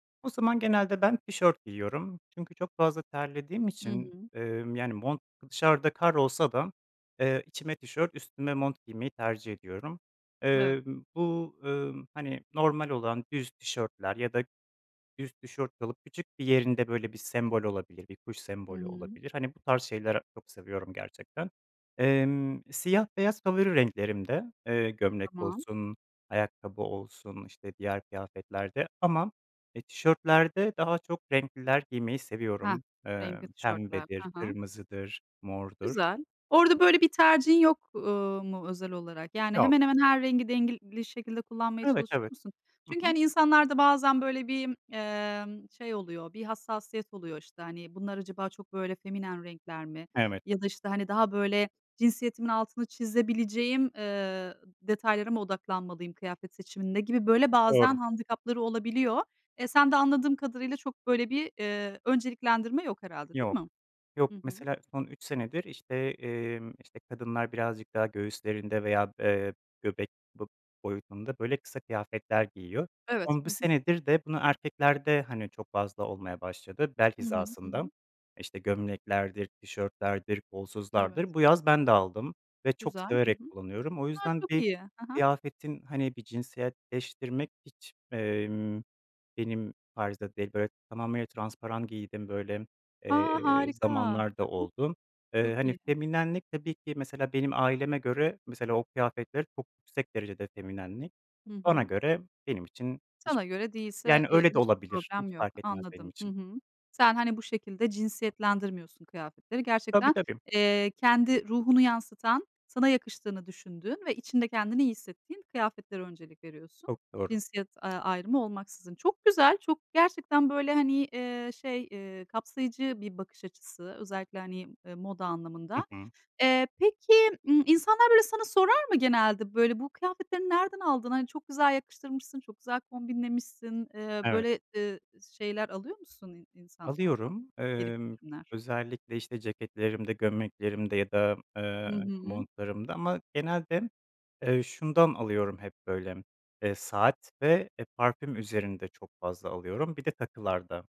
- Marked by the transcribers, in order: unintelligible speech; tapping
- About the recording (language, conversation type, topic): Turkish, podcast, Gardırobunda vazgeçemediğin parça nedir?